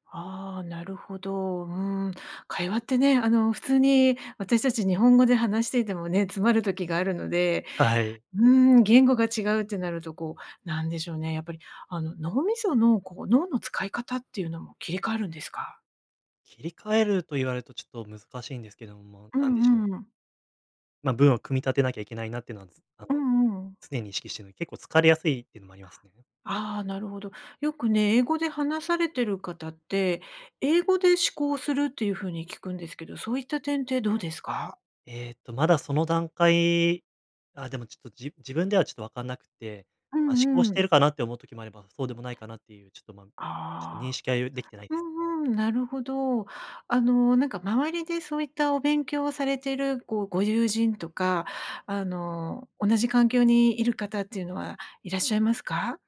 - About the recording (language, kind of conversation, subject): Japanese, advice, 進捗が見えず達成感を感じられない
- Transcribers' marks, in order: other noise